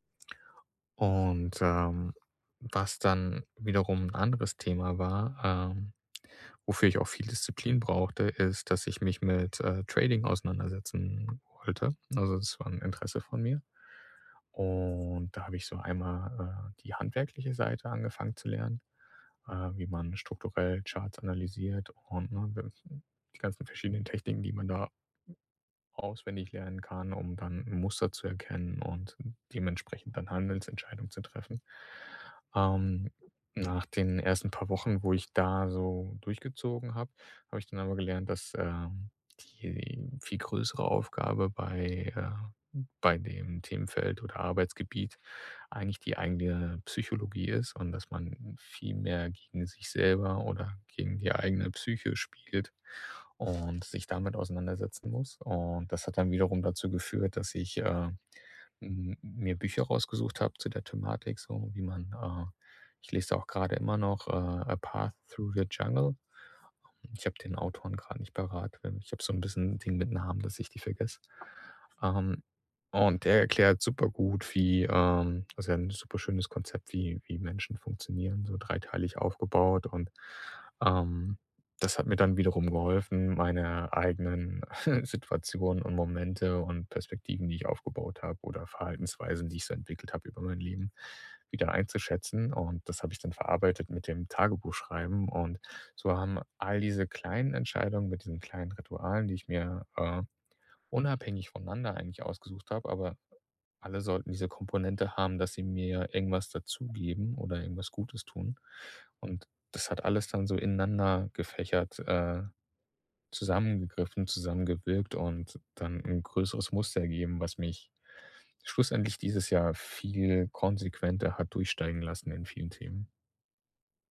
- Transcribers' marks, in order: unintelligible speech; other background noise; in English: "A Path through the Jungle"; chuckle
- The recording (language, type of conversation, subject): German, podcast, Welche kleine Entscheidung führte zu großen Veränderungen?